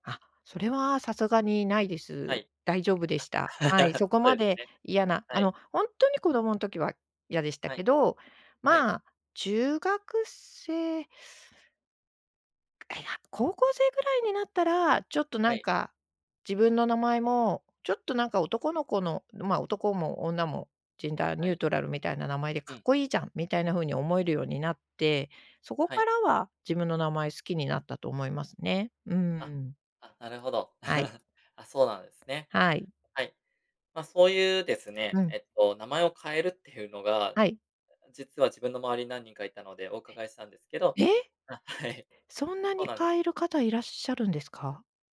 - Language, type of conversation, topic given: Japanese, podcast, 名前の由来や呼び方について教えてくれますか？
- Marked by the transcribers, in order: laugh; in English: "ジェンダーニュートラル"; chuckle; laughing while speaking: "あ、はい"